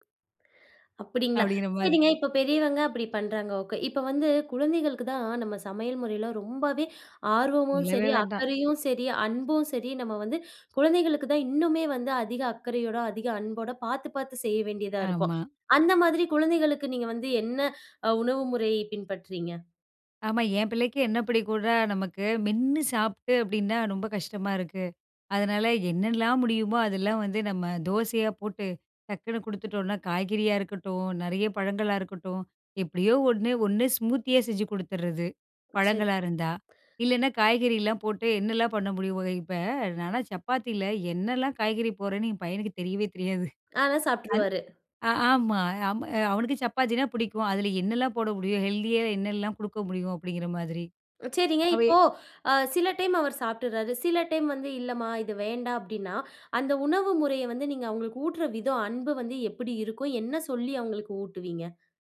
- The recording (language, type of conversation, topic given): Tamil, podcast, சமையல் மூலம் அன்பை எப்படி வெளிப்படுத்தலாம்?
- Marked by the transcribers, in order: other noise; in English: "ஸ்மூத்தியா"; laughing while speaking: "தெரியவே தெரியாது"; in English: "ஹெல்த்தியா"